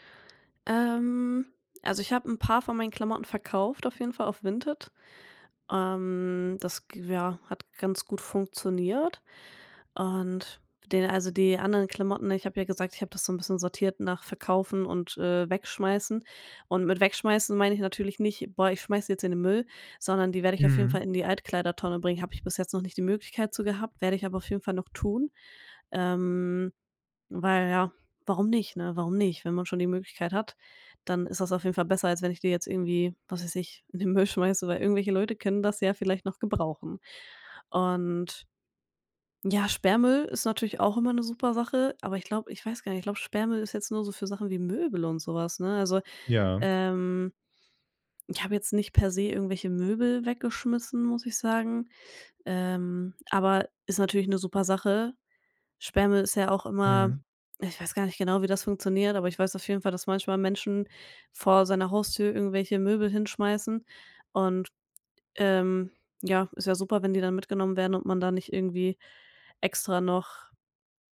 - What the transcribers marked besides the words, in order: none
- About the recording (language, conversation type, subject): German, podcast, Wie gehst du beim Ausmisten eigentlich vor?